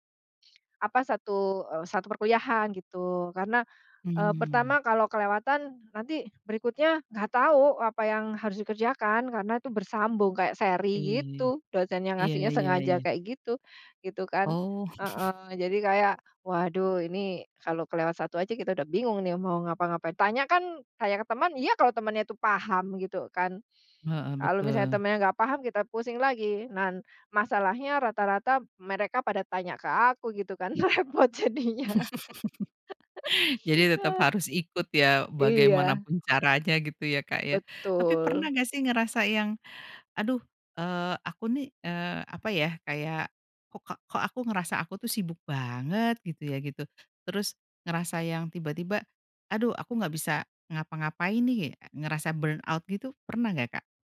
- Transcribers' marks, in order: chuckle; laugh; laughing while speaking: "repot jadinya"; laugh; in English: "burn out"
- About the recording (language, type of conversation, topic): Indonesian, podcast, Bagaimana kamu memilih prioritas belajar di tengah kesibukan?